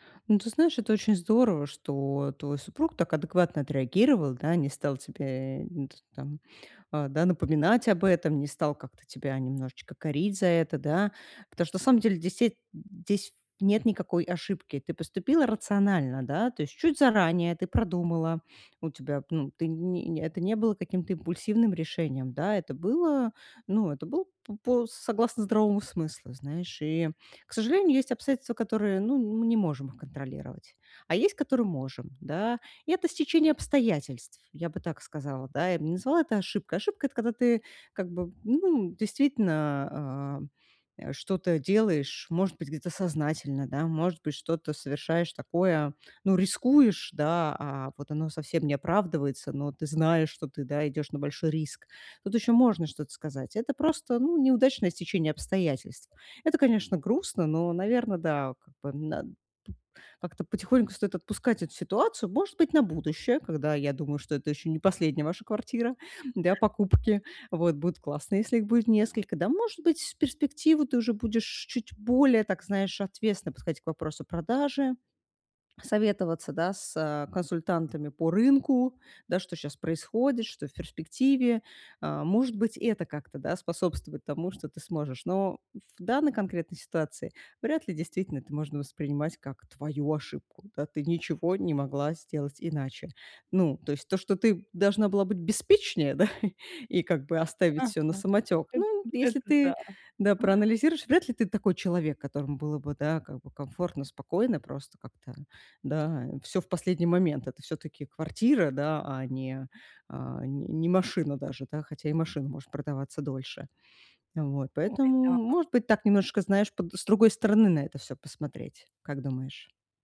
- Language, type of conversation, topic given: Russian, advice, Как справиться с ошибкой и двигаться дальше?
- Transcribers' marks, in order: other background noise; "Потому что" said as "птошто"; tapping; laughing while speaking: "да"